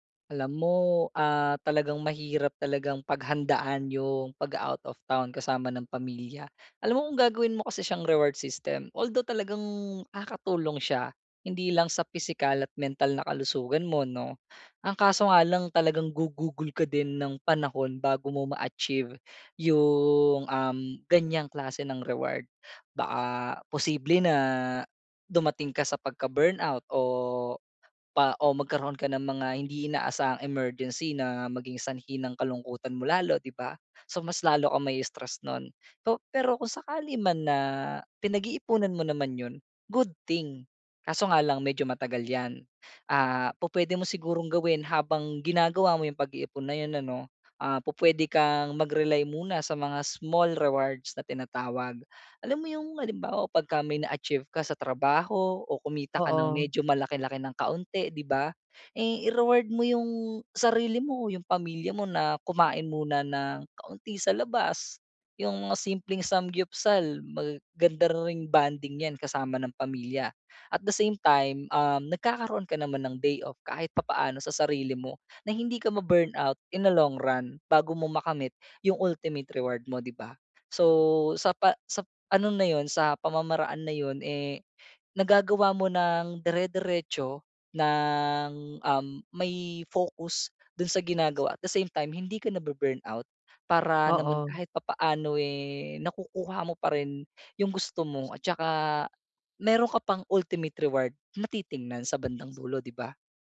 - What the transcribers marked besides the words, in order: in English: "reward system, although"; in English: "good thing"; in Korean: "삼겹살"; in English: "At the same time"; in English: "ultimate reward"; in English: "at the same time"; in English: "ultimate reward"
- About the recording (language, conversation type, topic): Filipino, advice, Paano ako pipili ng makabuluhang gantimpala para sa sarili ko?